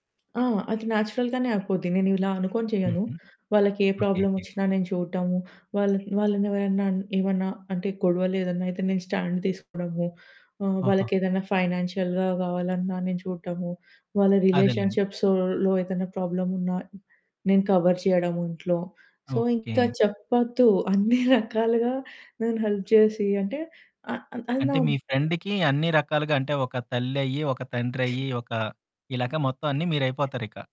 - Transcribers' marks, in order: in English: "నేచురల్‌గానే"; other background noise; in English: "స్టాండ్"; in English: "ఫైనాన్షియల్‌గా"; in English: "రిలేషన్షిప్స్‌లో"; in English: "కవర్"; in English: "సో"; laughing while speaking: "అన్ని రకాలుగా"; in English: "హెల్ప్"; in English: "ఫ్రెండ్‌కి"; sniff
- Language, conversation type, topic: Telugu, podcast, స్నేహంలో నమ్మకం ఎలా ఏర్పడుతుందని మీరు అనుకుంటున్నారు?